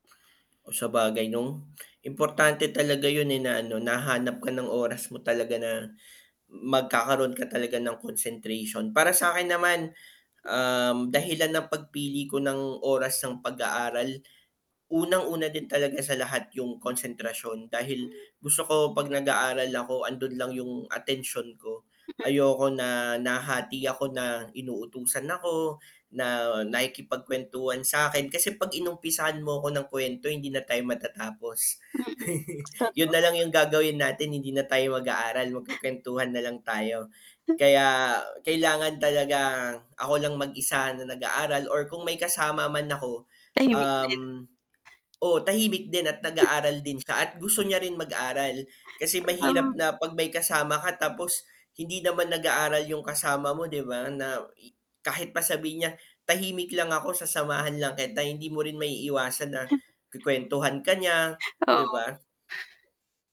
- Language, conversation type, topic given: Filipino, unstructured, Mas gusto mo bang mag-aral sa umaga o sa gabi?
- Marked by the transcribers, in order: lip smack; tapping; distorted speech; mechanical hum; chuckle; other background noise; other noise; lip smack; unintelligible speech; static